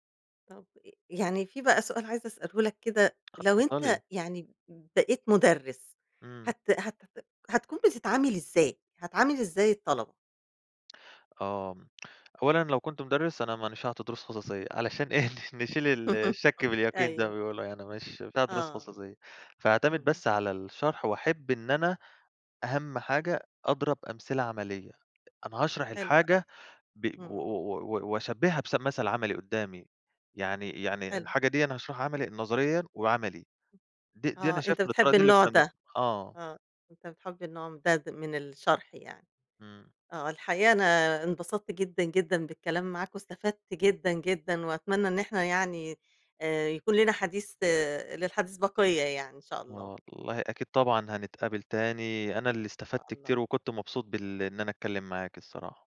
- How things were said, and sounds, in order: tapping; laugh; laughing while speaking: "علشان إيه، ن نشيل"; laugh; unintelligible speech; unintelligible speech
- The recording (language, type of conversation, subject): Arabic, podcast, إيه دور المُدرس اللي عمرك ما هتنساه؟